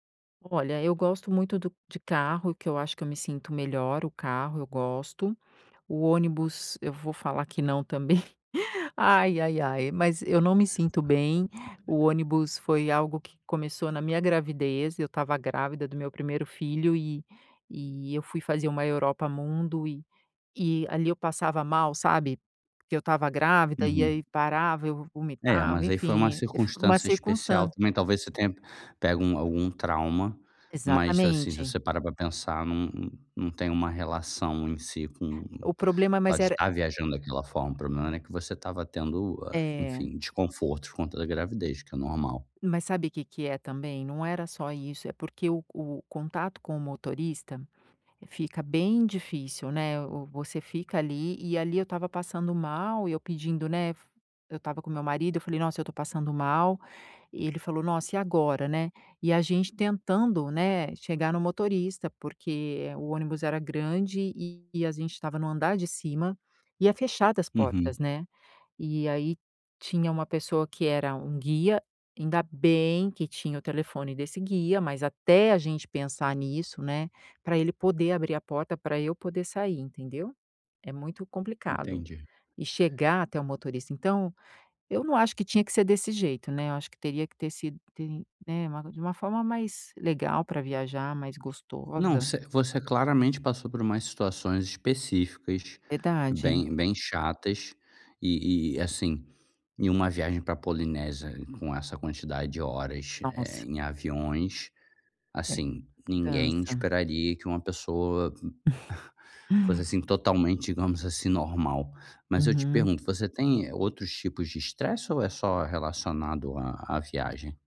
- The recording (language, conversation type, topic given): Portuguese, advice, Como reduzir o estresse e a ansiedade durante viagens longas?
- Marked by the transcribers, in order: chuckle; laugh; tapping; unintelligible speech; chuckle